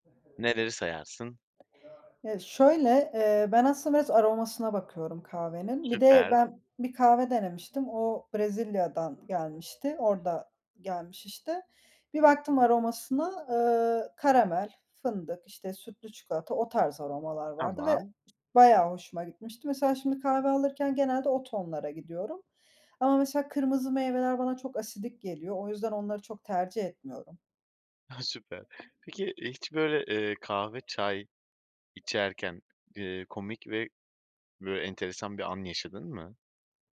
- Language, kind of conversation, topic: Turkish, podcast, Evde çay ya da kahve saatleriniz genelde nasıl geçer?
- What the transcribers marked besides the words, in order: background speech; tapping